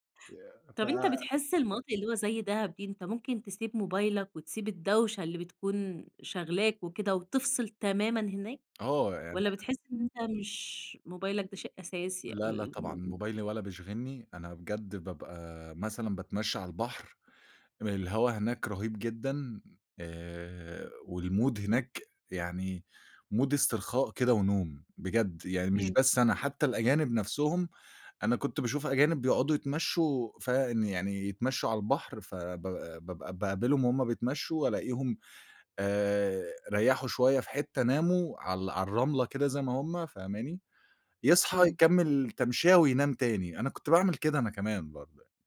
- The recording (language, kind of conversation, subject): Arabic, podcast, إيه رأيك في العلاقة بين الصحة النفسية والطبيعة؟
- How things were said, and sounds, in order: in English: "والمود"; in English: "مود"